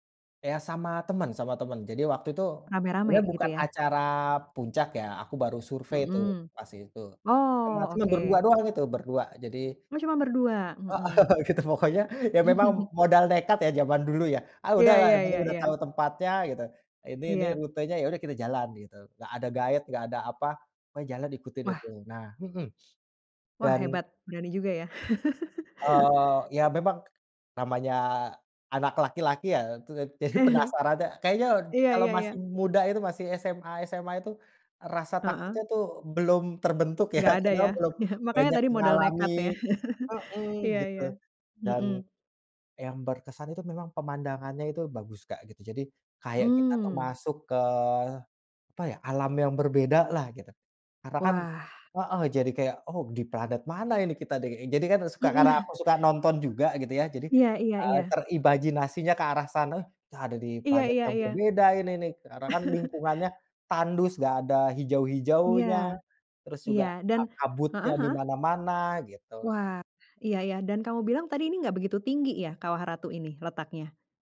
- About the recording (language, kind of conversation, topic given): Indonesian, podcast, Ceritakan pengalaman paling berkesanmu saat berada di alam?
- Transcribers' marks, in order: chuckle; in English: "guide"; chuckle; laughing while speaking: "jadi"; chuckle; laughing while speaking: "ya"; chuckle; chuckle; tapping; chuckle; chuckle